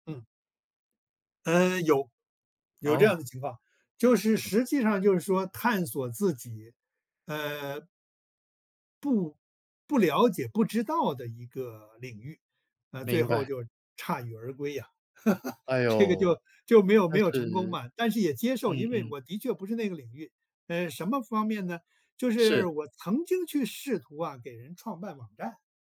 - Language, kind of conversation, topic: Chinese, podcast, 面对信息爆炸时，你会如何筛选出值得重新学习的内容？
- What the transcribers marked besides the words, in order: other background noise; chuckle